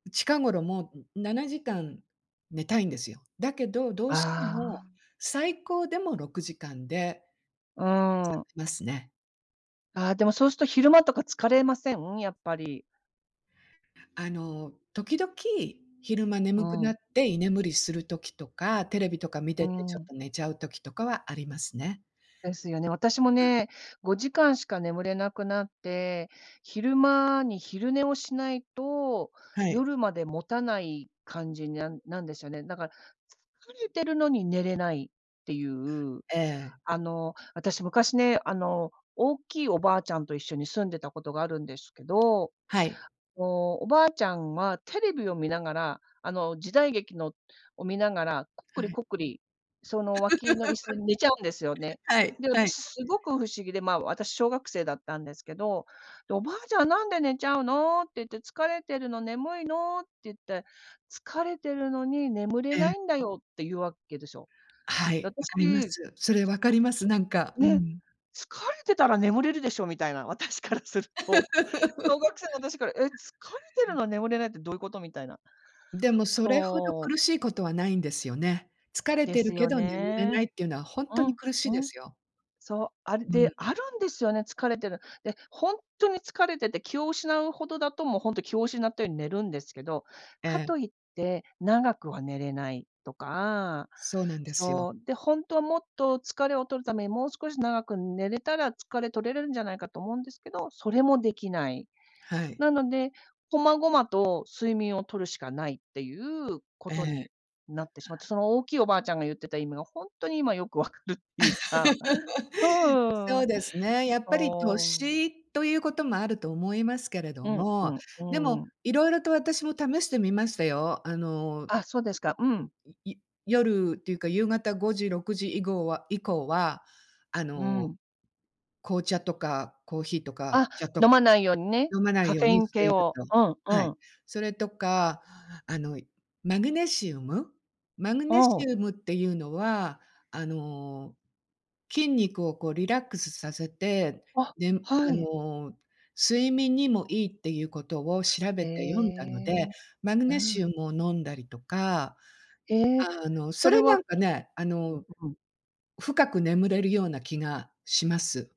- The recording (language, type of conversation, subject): Japanese, unstructured, 睡眠はあなたの気分にどんな影響を与えますか？
- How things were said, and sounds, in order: tapping; unintelligible speech; other background noise; laugh; laughing while speaking: "私からすると"; laugh; laugh; laughing while speaking: "分かるってゆうか"